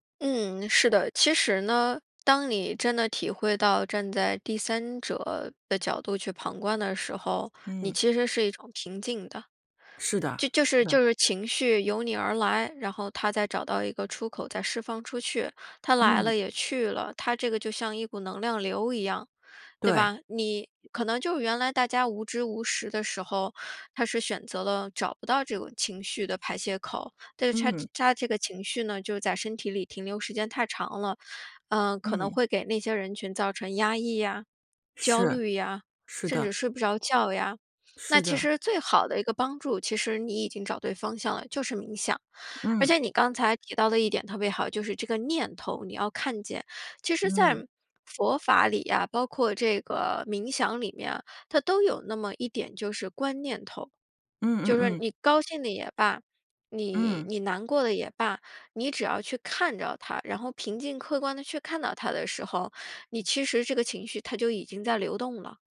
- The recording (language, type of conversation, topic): Chinese, podcast, 哪一种爱好对你的心理状态帮助最大？
- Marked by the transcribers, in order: other background noise